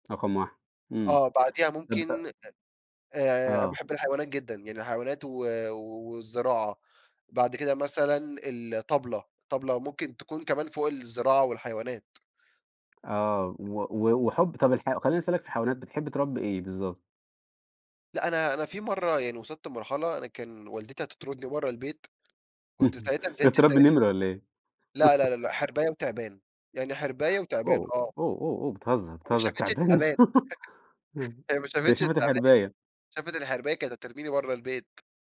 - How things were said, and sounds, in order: unintelligible speech; tapping; chuckle; laugh; other background noise; chuckle; giggle
- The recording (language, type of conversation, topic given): Arabic, podcast, إيه هي هوايتك المفضلة وليه بتحبّها؟